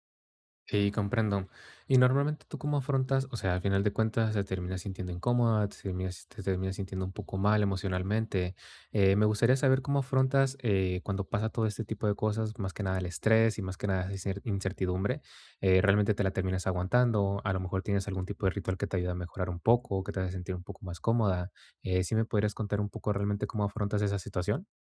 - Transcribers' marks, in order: none
- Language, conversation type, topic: Spanish, advice, ¿Cómo puedo preservar mi estabilidad emocional cuando todo a mi alrededor es incierto?